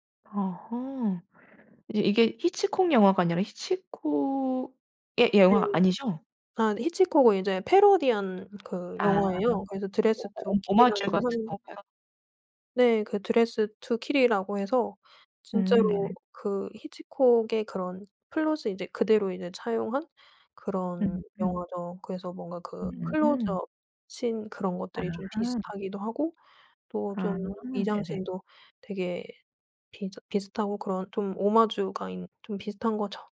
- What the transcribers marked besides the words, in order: tapping
- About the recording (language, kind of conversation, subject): Korean, podcast, 오래된 영화나 드라마를 다시 보면 어떤 기분이 드시나요?